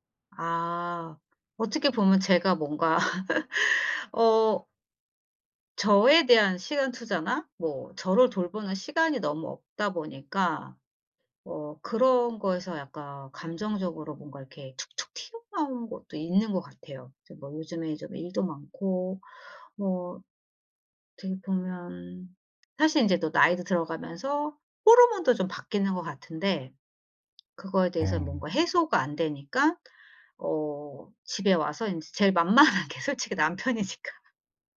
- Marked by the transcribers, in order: laugh; tapping; laughing while speaking: "제일 만만한 게 솔직히 남편이니까"
- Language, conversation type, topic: Korean, advice, 감정을 더 잘 조절하고 상대에게 더 적절하게 반응하려면 어떻게 해야 할까요?